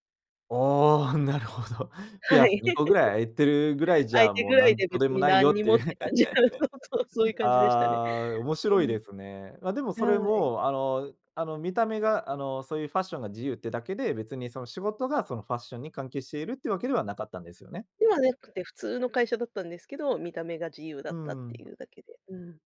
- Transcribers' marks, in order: laugh; laughing while speaking: "感じ。うん、そう そう"; laugh
- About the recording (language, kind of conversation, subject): Japanese, podcast, 自分らしさを表すアイテムは何だと思いますか？